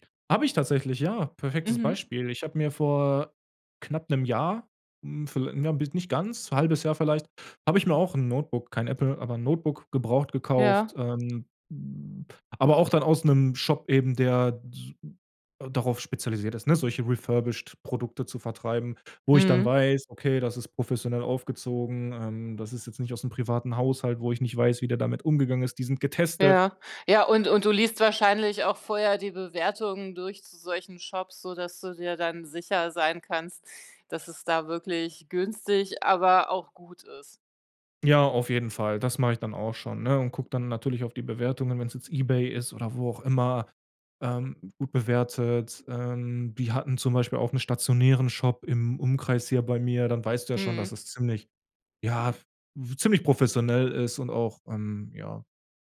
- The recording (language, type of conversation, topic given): German, podcast, Wie probierst du neue Dinge aus, ohne gleich alles zu kaufen?
- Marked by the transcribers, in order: in English: "Refurbished"